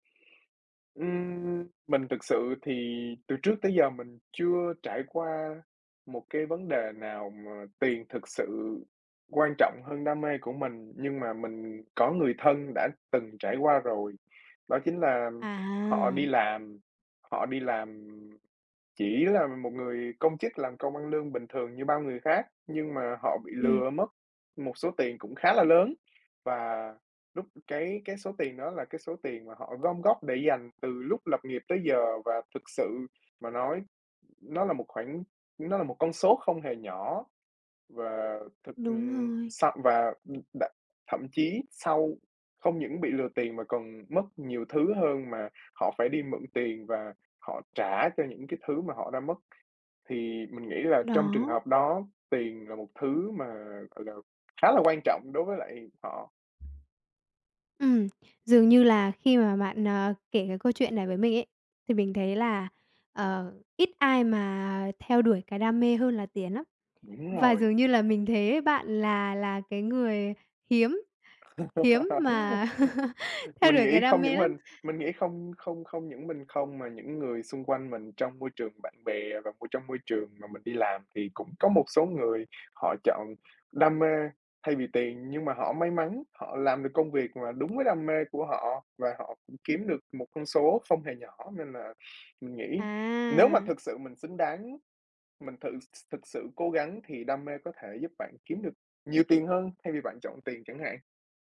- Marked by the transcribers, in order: other background noise; tapping; laugh
- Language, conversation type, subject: Vietnamese, podcast, Bạn ưu tiên tiền hay đam mê hơn, và vì sao?